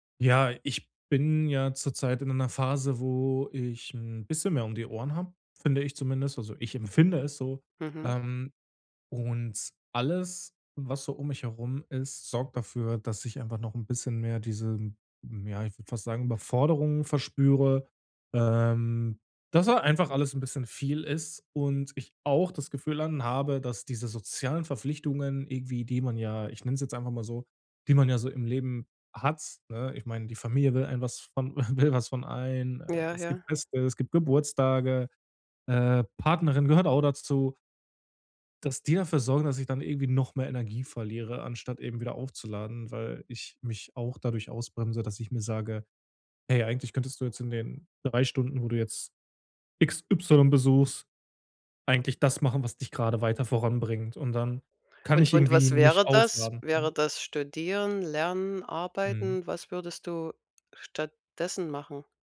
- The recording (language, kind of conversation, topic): German, advice, Warum fühle ich mich durch soziale Verpflichtungen ausgelaugt und habe keine Energie mehr für Freunde?
- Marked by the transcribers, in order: chuckle